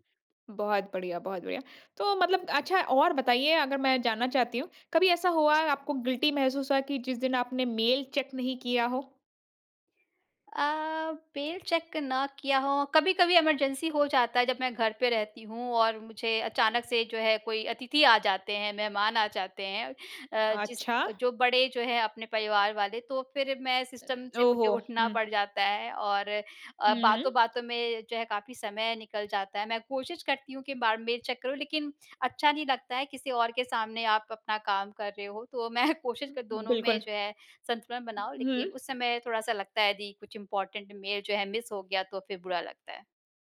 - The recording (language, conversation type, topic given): Hindi, podcast, घर पर रहते हुए काम के ईमेल और संदेशों को आप कैसे नियंत्रित करते हैं?
- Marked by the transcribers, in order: in English: "गिल्टी"; in English: "चेक"; in English: "चेक"; in English: "इमरजेंसी"; in English: "सिस्टम"; in English: "चेक"; laughing while speaking: "मैं"; in English: "इम्पॉर्टेन्ट"; in English: "मिस"